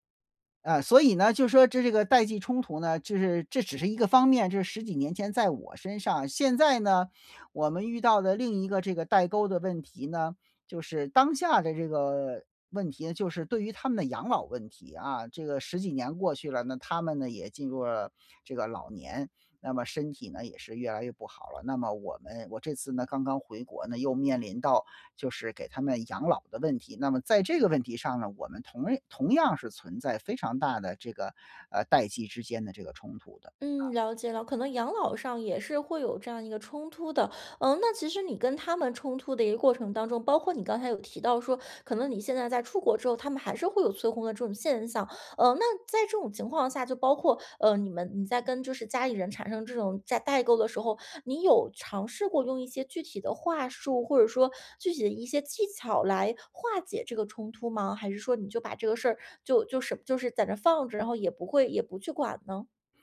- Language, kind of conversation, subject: Chinese, podcast, 家里出现代沟时，你会如何处理？
- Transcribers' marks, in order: none